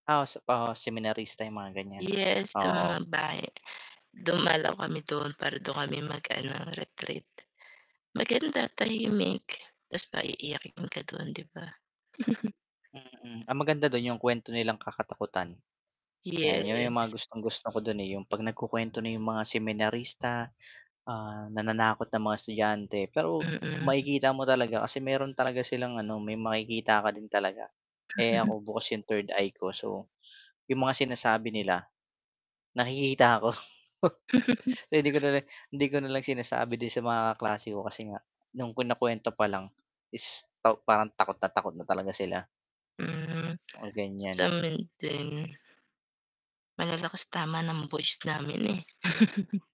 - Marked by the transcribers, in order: static; distorted speech; other street noise; chuckle; chuckle; chuckle; chuckle
- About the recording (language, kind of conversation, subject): Filipino, unstructured, Paano mo inilalarawan ang isang mahusay na guro, at ano ang pinakamahalagang natutunan mo sa paaralan at sa iyong paraan ng pag-aaral?